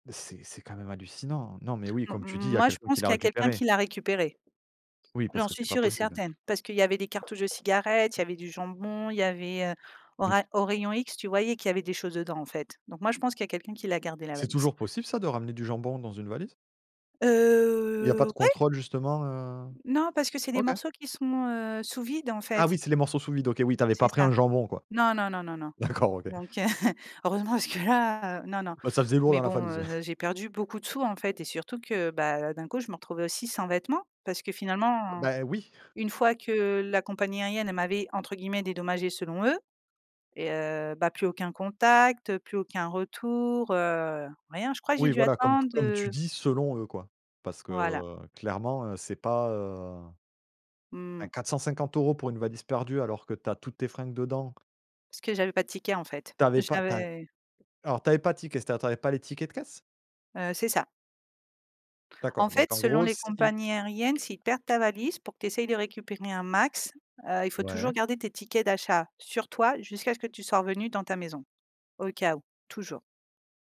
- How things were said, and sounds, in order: other background noise; tapping; drawn out: "Heu"; chuckle; chuckle
- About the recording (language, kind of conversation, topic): French, podcast, Comment as-tu géré la perte de ta valise à l’aéroport ?